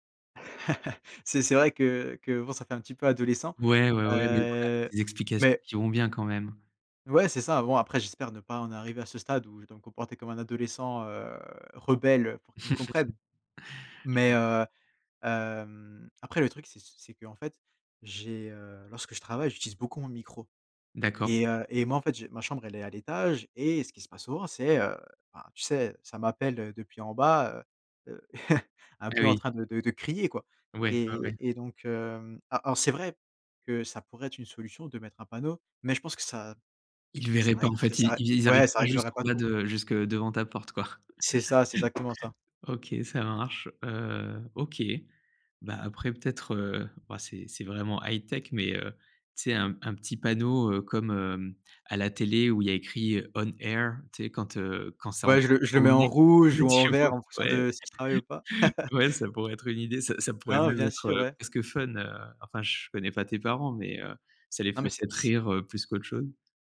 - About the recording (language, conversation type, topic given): French, advice, Comment gérez-vous les interruptions fréquentes de votre équipe ou de votre famille qui brisent votre concentration ?
- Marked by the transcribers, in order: chuckle; chuckle; chuckle; other background noise; chuckle; put-on voice: "On Air"; laughing while speaking: "Ouais tu vois ? Ouais"; chuckle; chuckle